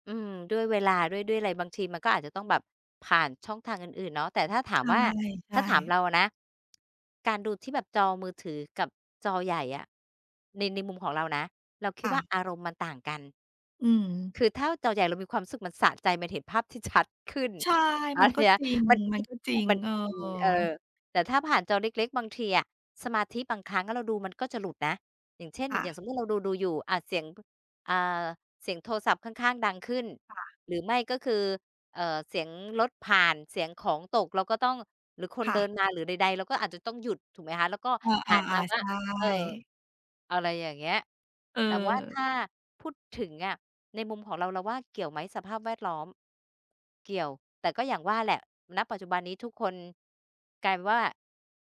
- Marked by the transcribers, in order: tapping
- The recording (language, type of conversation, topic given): Thai, unstructured, ทำไมภาพยนตร์ถึงทำให้เรารู้สึกเหมือนได้ไปอยู่ในสถานที่ใหม่ๆ?